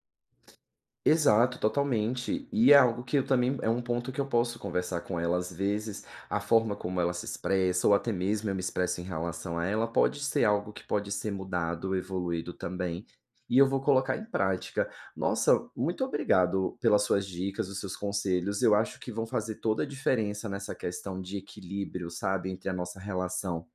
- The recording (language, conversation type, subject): Portuguese, advice, Como equilibrar autoridade e afeto quando os pais discordam?
- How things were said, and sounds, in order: tapping